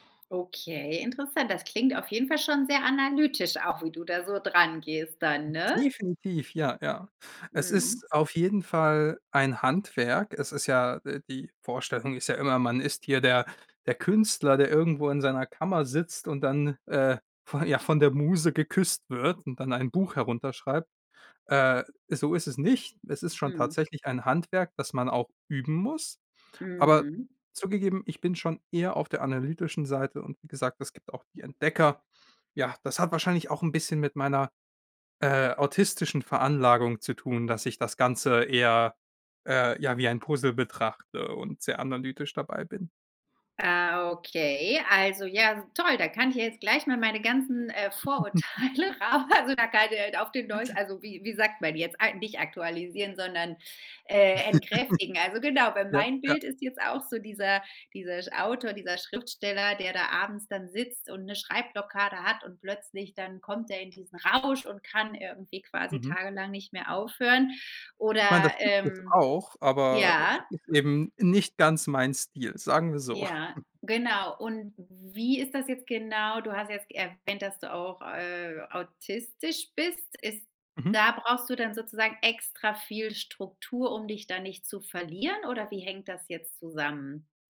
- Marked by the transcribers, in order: other noise; laughing while speaking: "von"; chuckle; laughing while speaking: "Vorurteile raus, also, auf den neus"; unintelligible speech; other background noise; laugh; laughing while speaking: "so"; chuckle
- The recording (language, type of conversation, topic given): German, podcast, Was macht eine fesselnde Geschichte aus?